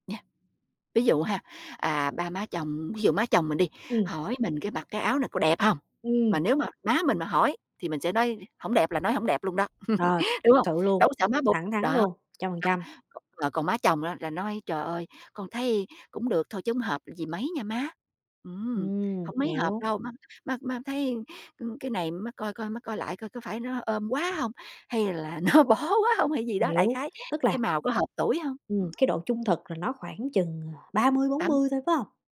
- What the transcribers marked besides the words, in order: laugh; tapping; laugh; laughing while speaking: "nó bó"
- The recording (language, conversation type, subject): Vietnamese, podcast, Bạn giữ cân bằng giữa trung thực và lịch sự ra sao?